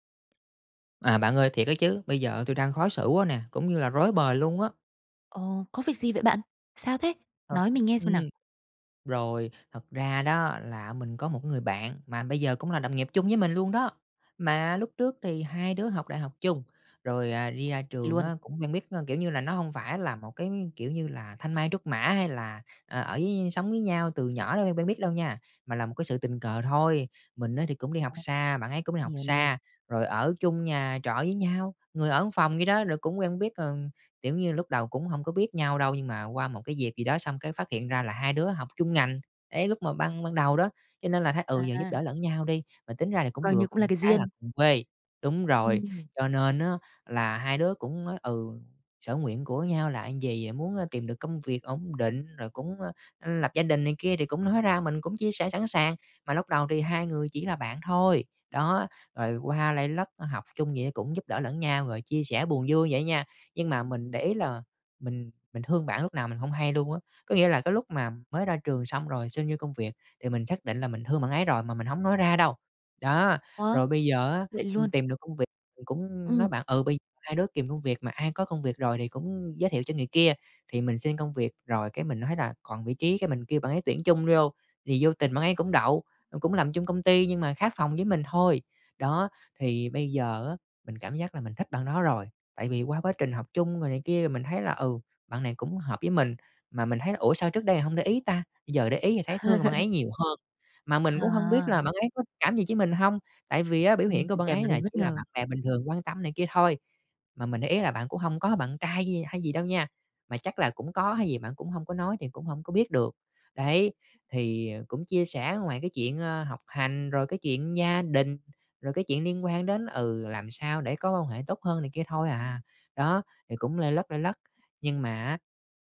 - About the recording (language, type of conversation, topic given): Vietnamese, advice, Bạn làm sao để lấy lại sự tự tin sau khi bị từ chối trong tình cảm hoặc công việc?
- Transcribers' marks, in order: tapping; "một" said as "ờn"; laugh; other background noise